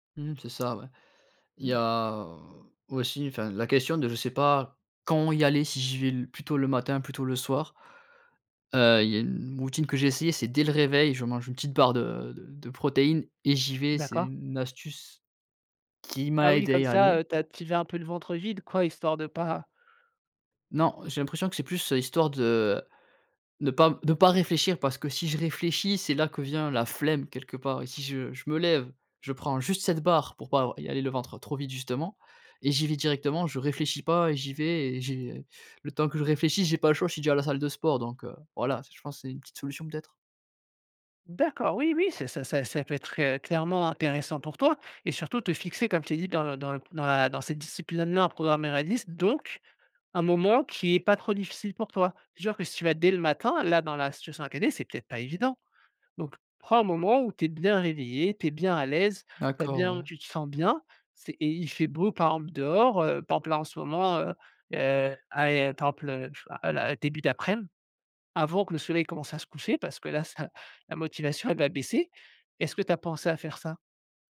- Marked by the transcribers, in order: drawn out: "Il y a"; stressed: "quand"; stressed: "dès"; stressed: "flemme"
- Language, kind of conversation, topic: French, advice, Comment expliquer que vous ayez perdu votre motivation après un bon départ ?